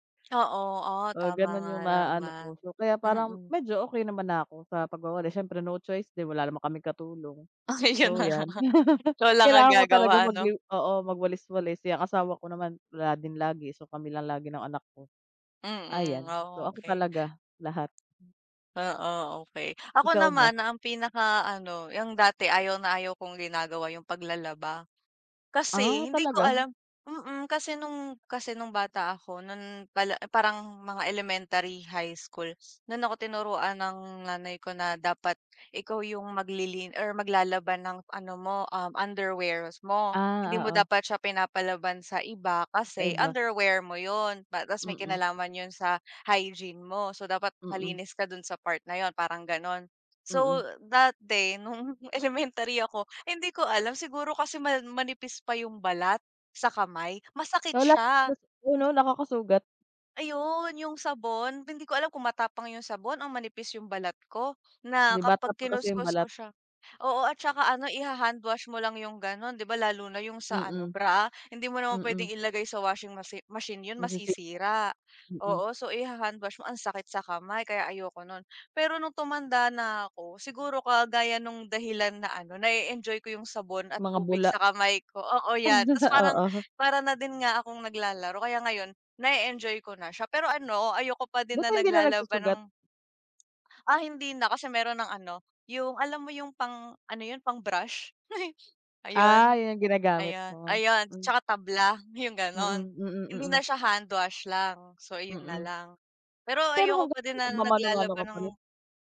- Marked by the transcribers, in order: laughing while speaking: "Ayun na nga"; other background noise; chuckle; tapping; laughing while speaking: "no'ng"; unintelligible speech; chuckle; laughing while speaking: "oo"; lip smack; chuckle
- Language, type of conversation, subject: Filipino, unstructured, Anong gawaing-bahay ang pinakagusto mong gawin?